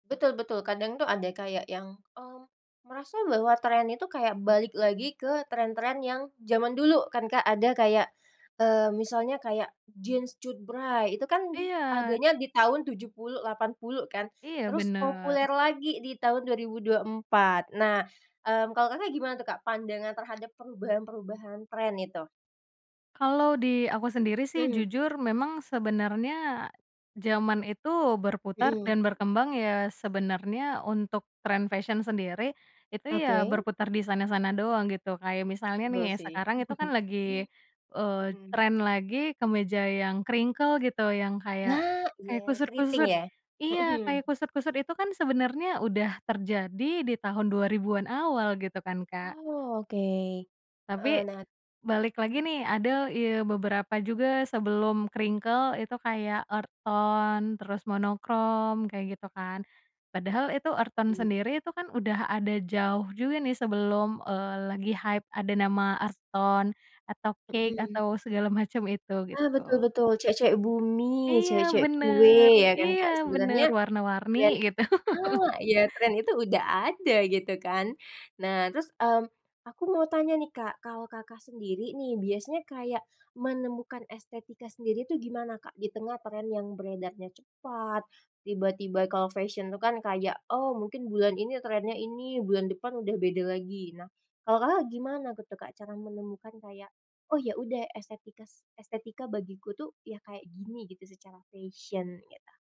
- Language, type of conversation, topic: Indonesian, podcast, Apa saranmu untuk orang yang ingin menemukan estetika dirinya sendiri?
- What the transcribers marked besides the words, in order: tapping; chuckle; in English: "crinkle"; other background noise; in English: "crinkle"; in English: "earth tone"; in English: "earth tone"; in English: "hype"; in English: "earth tone"; in English: "cake"; laughing while speaking: "gitu"; laugh